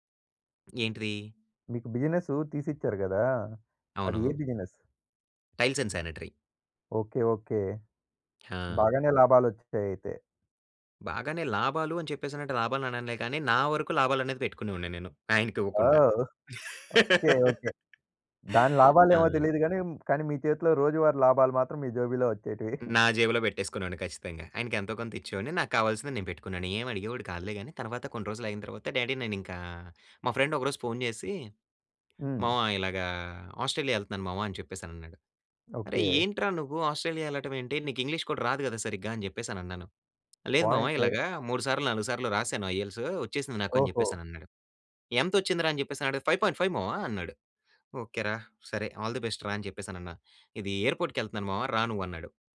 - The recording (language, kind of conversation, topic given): Telugu, podcast, మీ తొలి ఉద్యోగాన్ని ప్రారంభించినప్పుడు మీ అనుభవం ఎలా ఉండింది?
- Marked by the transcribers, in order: other background noise; in English: "బిజినెస్"; in English: "బిజినెస్?"; in English: "టైల్స్ అండ్ స్యానిటరి"; laugh; in English: "డ్యాడీ!"; in English: "ఫ్రెండ్"; in English: "ఐఈ‌ఎల్‌టీయెస్"; in English: "ఫైవ్ పాయింట్ ఫైవ్"; in English: "ఆల్ దీ బెస్ట్ రా!"